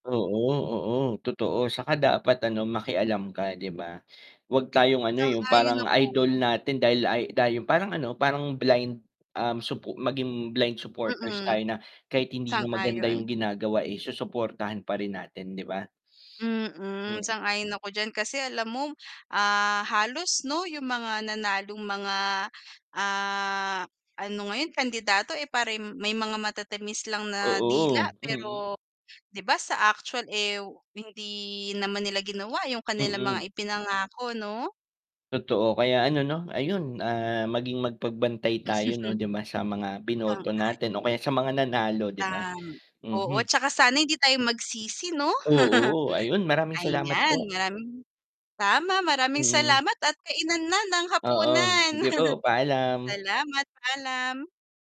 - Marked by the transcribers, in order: static; distorted speech; mechanical hum; laugh; unintelligible speech; tapping; chuckle; unintelligible speech; laugh
- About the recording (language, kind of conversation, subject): Filipino, unstructured, Ano ang naramdaman mo tungkol sa mga nagdaang eleksyon?